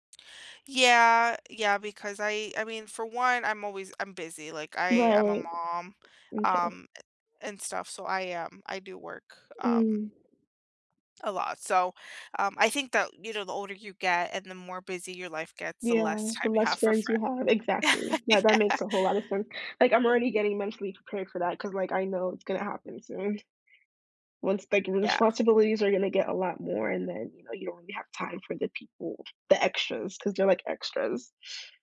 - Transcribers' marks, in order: laugh; laughing while speaking: "Yeah"
- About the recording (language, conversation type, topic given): English, unstructured, Which on-screen friendships do you wish were real, and what do they reveal about you?
- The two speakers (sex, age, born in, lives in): female, 20-24, United States, United States; female, 25-29, United States, United States